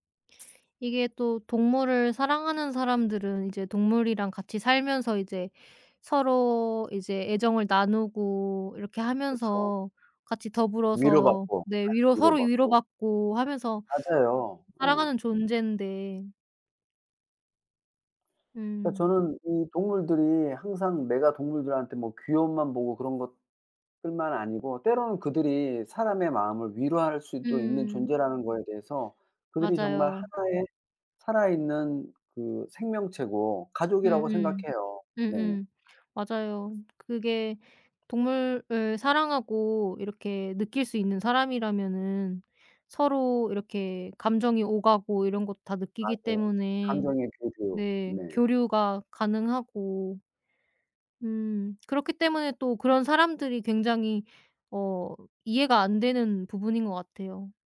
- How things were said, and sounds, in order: other background noise; tapping; background speech
- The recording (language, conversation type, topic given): Korean, unstructured, 동물을 사랑한다고 하면서도 왜 버리는 사람이 많을까요?